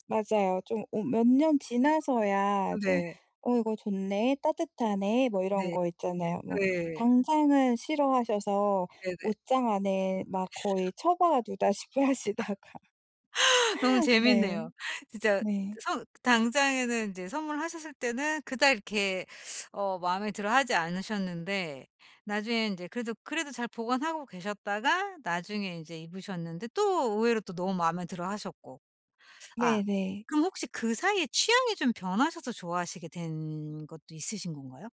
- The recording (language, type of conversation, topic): Korean, advice, 예산 안에서 옷이나 선물을 잘 고를 수 있을까요?
- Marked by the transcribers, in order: other background noise; laughing while speaking: "하시다가"; tapping